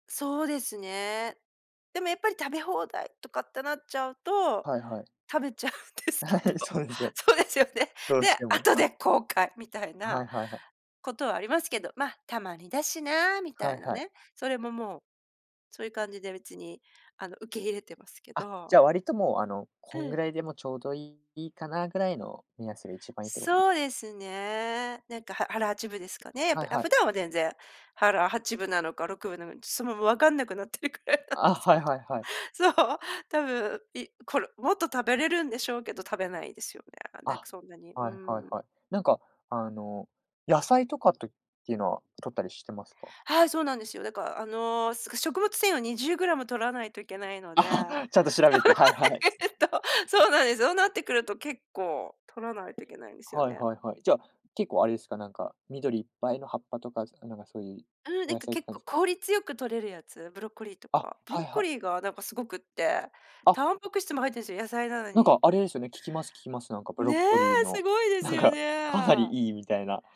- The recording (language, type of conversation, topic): Japanese, podcast, 食生活で気をつけていることは何ですか？
- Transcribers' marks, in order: laughing while speaking: "ちゃうんですけど。そうですよね"; laughing while speaking: "はい、そうですよ"; other background noise; laughing while speaking: "なってるくらいなんですけど。そう"; laughing while speaking: "あ"; unintelligible speech; laughing while speaking: "ダイエット、そうなんです"; joyful: "ねえ、すごいですよね"; laughing while speaking: "なんか、かなりいい"